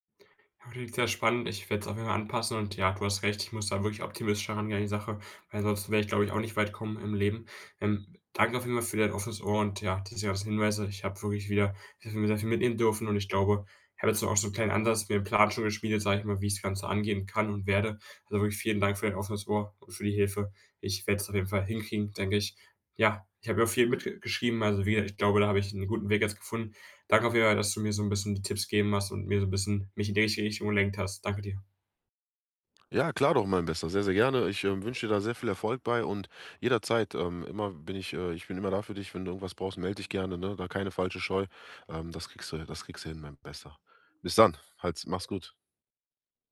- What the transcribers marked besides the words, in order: none
- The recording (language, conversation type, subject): German, advice, Wie kann ich mich täglich zu mehr Bewegung motivieren und eine passende Gewohnheit aufbauen?